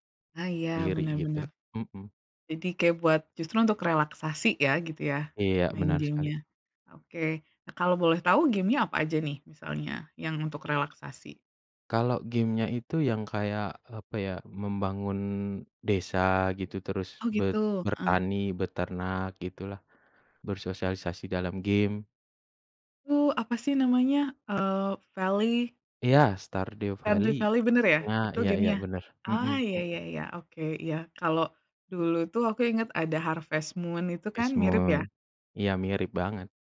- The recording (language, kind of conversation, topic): Indonesian, unstructured, Apa yang Anda cari dalam gim video yang bagus?
- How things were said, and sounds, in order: other background noise